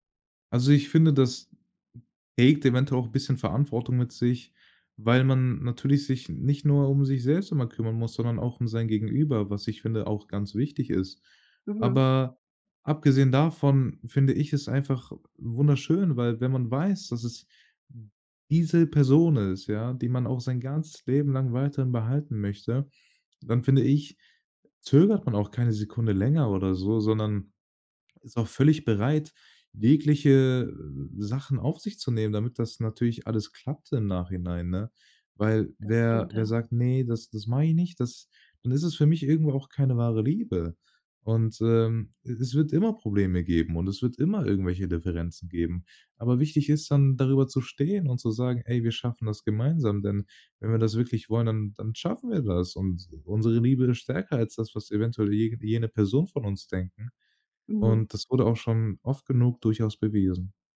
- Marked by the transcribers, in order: none
- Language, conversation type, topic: German, podcast, Wann hat ein Zufall dein Leben komplett verändert?